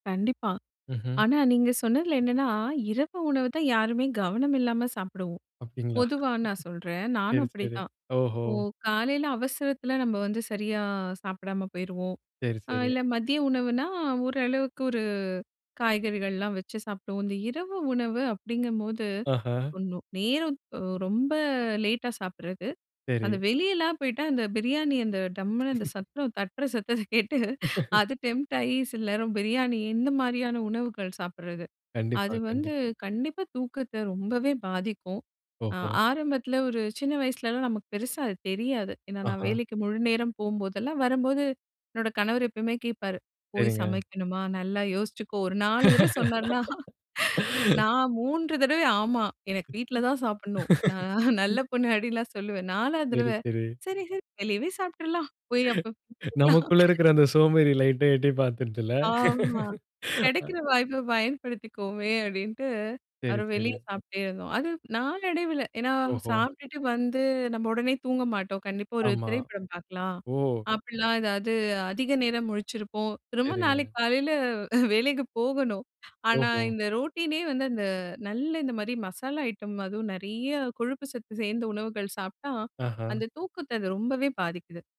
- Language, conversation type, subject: Tamil, podcast, உணவு பழக்கங்களுக்கும் தூக்கத்துக்கும் என்ன தொடர்பு இருக்கிறது?
- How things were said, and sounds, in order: laugh; laughing while speaking: "தட்டுற சத்தத்த கேட்டு அது டெம்ப்ட் ஆயி"; laugh; in English: "டெம்ப்ட்"; laugh; laughing while speaking: "ஒரு நாலு தடவ சொன்னார்னா, நான் … நல்ல பொண்ணு அப்டின்ல்லாம்"; laugh; other background noise; laugh; laughing while speaking: "சரி சரி வெளியவே சாப்பிட்டுறலாம். போய் அப்ப"; laughing while speaking: "நமக்குள்ள இருக்கிற, அந்த சோம்பேறி லைட்டா எட்டி பாத்துடுதுல்ல? அ"; unintelligible speech; laughing while speaking: "ஆமா, கெடைக்கிற வாய்ப்ப பயன்படுத்திக்கோமே"; "பயன்படுத்திக்குவோமே" said as "பயன்படுத்திக்கோமே"; laughing while speaking: "காலையில அ வேலைக்கு போகணும்"; in English: "ரோட்டீனே"; "ரொட்டினே" said as "ரோட்டீனே"